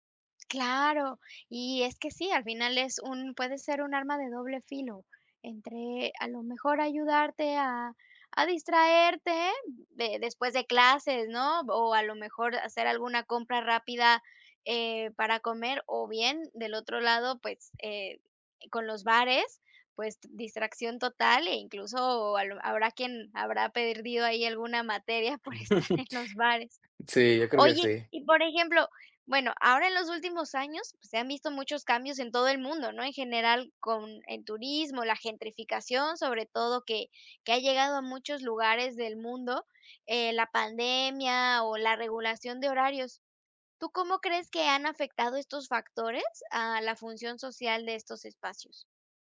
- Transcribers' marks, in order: laughing while speaking: "por estar en los bares"; chuckle
- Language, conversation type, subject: Spanish, podcast, ¿Qué papel cumplen los bares y las plazas en la convivencia?